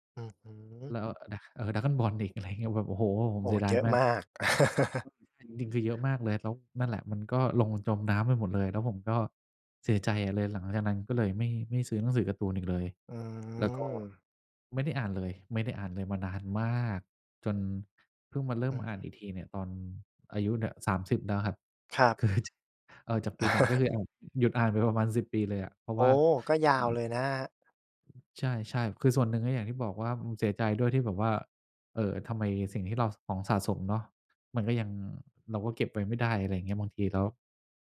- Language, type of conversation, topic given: Thai, podcast, ช่วงนี้คุณได้กลับมาทำงานอดิเรกอะไรอีกบ้าง แล้วอะไรทำให้คุณอยากกลับมาทำอีกครั้ง?
- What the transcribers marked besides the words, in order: chuckle; stressed: "มาก"; laughing while speaking: "คือ จ"; chuckle; other background noise